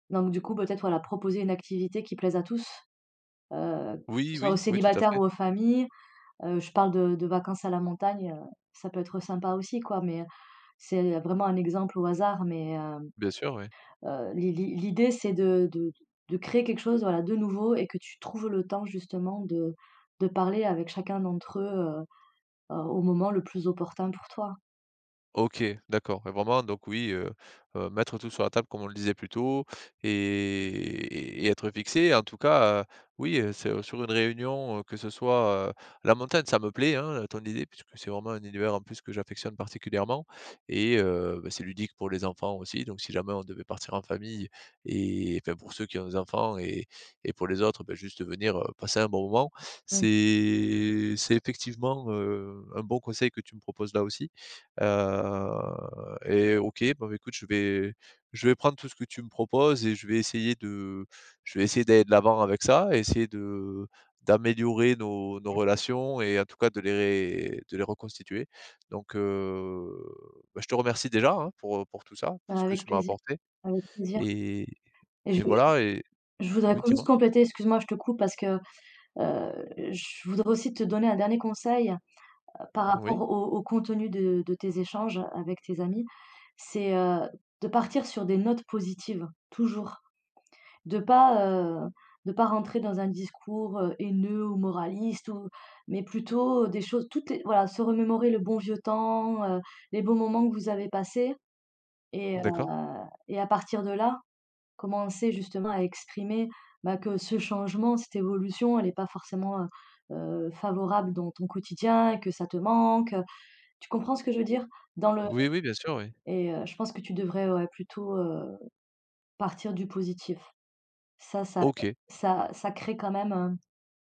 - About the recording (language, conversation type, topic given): French, advice, Comment maintenir mes amitiés lorsque la dynamique du groupe change ?
- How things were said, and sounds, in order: drawn out: "et"; drawn out: "C'est"; other background noise; drawn out: "heu"